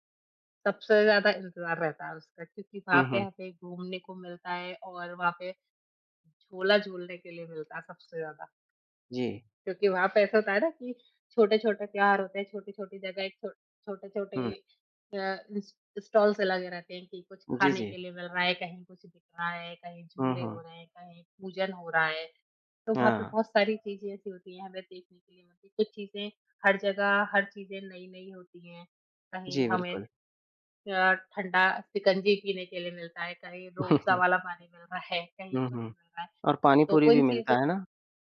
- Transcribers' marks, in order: in English: "स्टॉल्स"; chuckle
- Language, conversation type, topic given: Hindi, unstructured, त्योहार मनाने में आपको सबसे ज़्यादा क्या पसंद है?